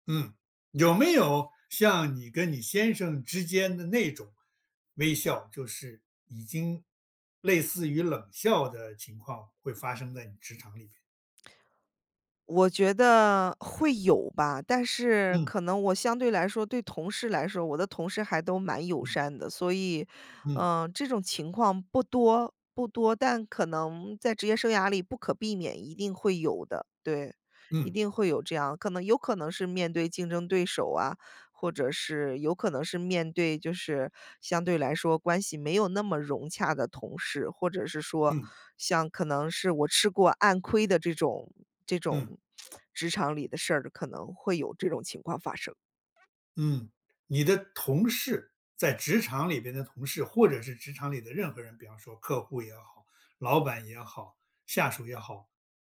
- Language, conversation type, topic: Chinese, podcast, 你觉得微笑背后可能隐藏着什么？
- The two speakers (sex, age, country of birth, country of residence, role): female, 35-39, United States, United States, guest; male, 70-74, China, United States, host
- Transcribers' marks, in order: other background noise; tsk